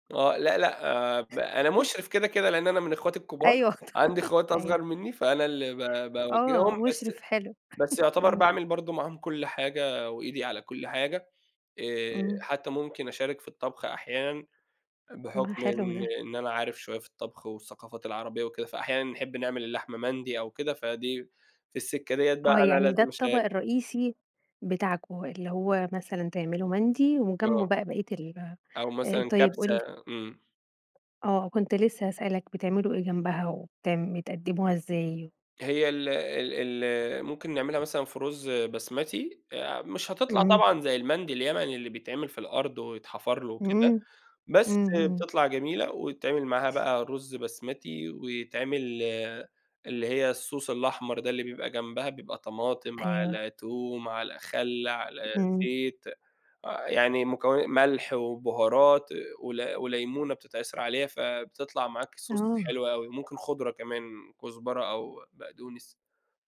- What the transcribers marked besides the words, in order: laugh; laughing while speaking: "أي وقت"; laugh; tapping; in English: "الSauce"; in English: "Sauce"
- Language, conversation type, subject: Arabic, podcast, إيه هي طقوس الضيافة عندكم في العيلة؟